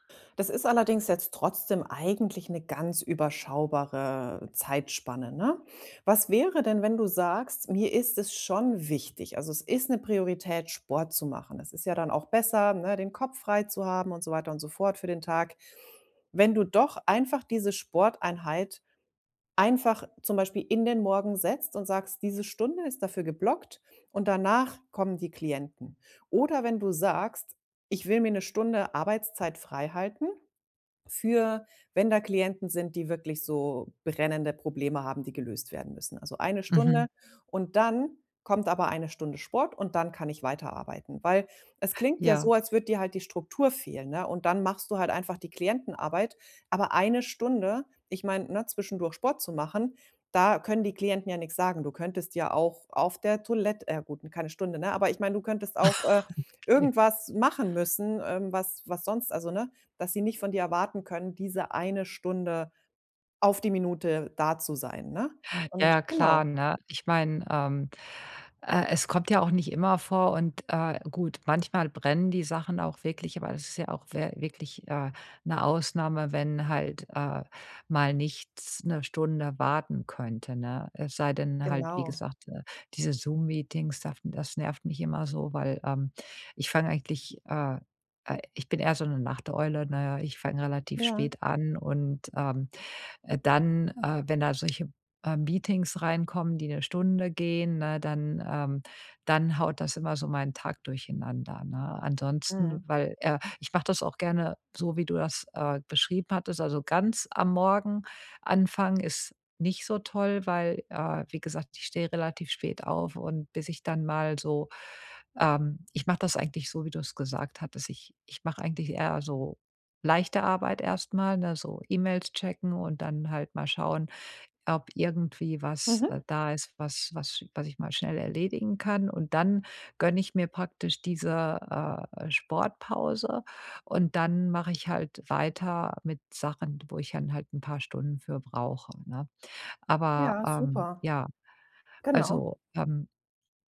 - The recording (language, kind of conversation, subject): German, advice, Wie finde ich die Motivation, regelmäßig Sport zu treiben?
- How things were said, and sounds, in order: stressed: "wichtig"; laugh